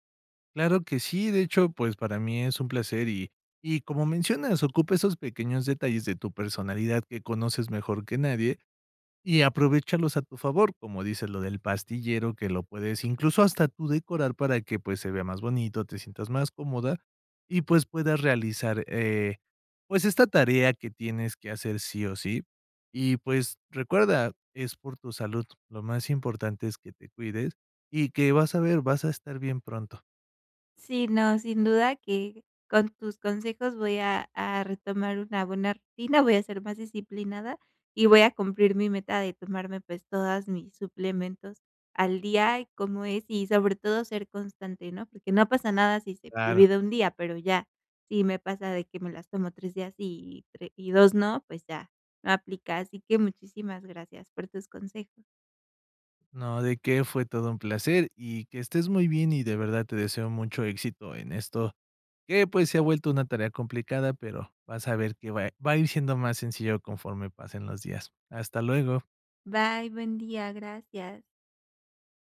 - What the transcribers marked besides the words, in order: none
- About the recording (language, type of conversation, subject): Spanish, advice, ¿Por qué a veces olvidas o no eres constante al tomar tus medicamentos o suplementos?